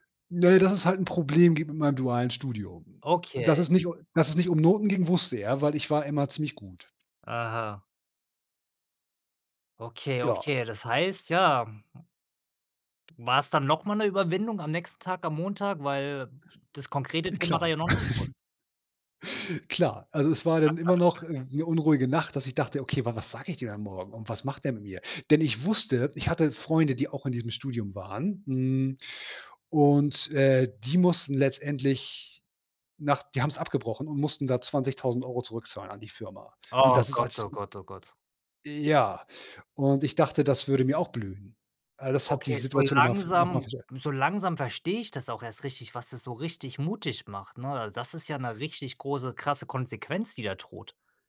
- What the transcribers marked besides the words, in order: chuckle; laugh
- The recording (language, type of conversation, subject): German, podcast, Was war dein mutigstes Gespräch?